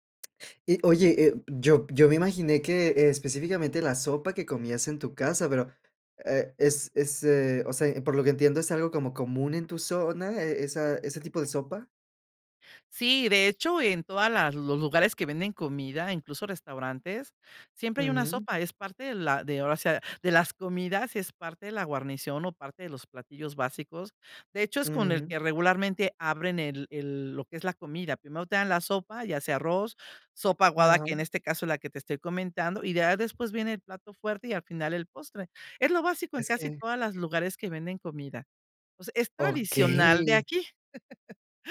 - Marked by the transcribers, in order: chuckle
- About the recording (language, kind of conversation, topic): Spanish, podcast, ¿Qué comidas te hacen sentir en casa?